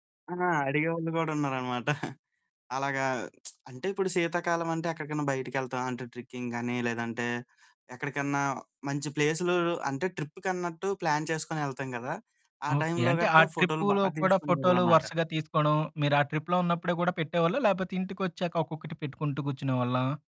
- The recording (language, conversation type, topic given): Telugu, podcast, మీ పని ఆన్‌లైన్‌లో పోస్ట్ చేసే ముందు మీకు ఎలాంటి అనుభూతి కలుగుతుంది?
- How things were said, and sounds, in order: giggle; lip smack; in English: "ట్రిక్కింగ్"; in English: "ప్లాన్"; distorted speech; in English: "ట్రిప్‌లో"